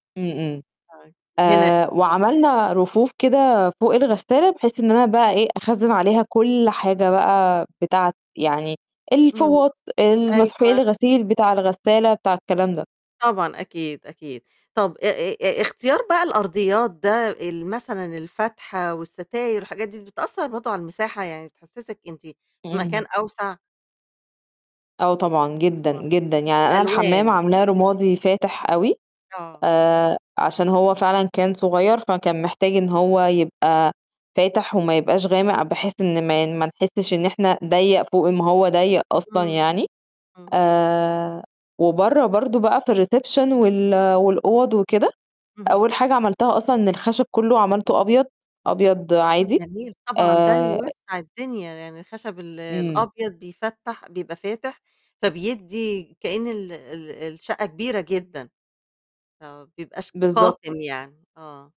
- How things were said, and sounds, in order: static; in English: "الreception"
- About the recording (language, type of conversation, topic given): Arabic, podcast, إزاي بتقسم المساحات في شقة صغيرة عندك؟